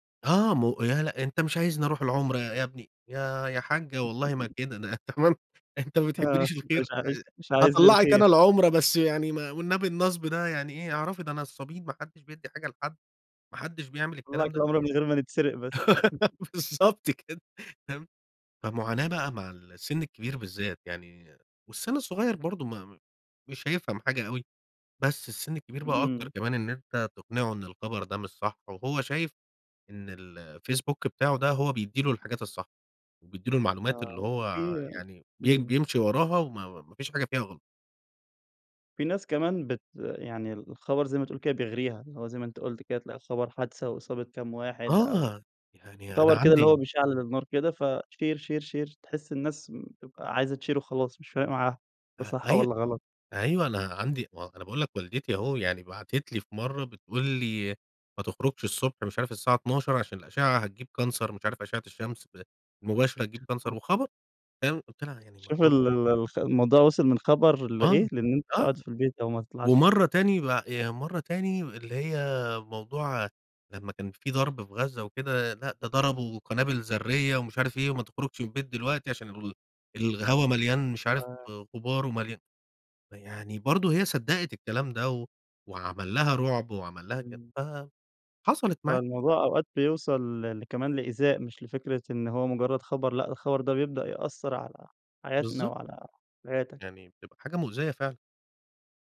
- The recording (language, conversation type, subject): Arabic, podcast, إزاي بتتعامل مع الأخبار الكاذبة على السوشيال ميديا؟
- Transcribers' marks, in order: laugh; laughing while speaking: "ده تمام"; laugh; laughing while speaking: "بالضبط كده"; chuckle; other background noise; in English: "فShare، Share، Share"; in English: "تShare"; in English: "Cancer"; in English: "Cancer"; unintelligible speech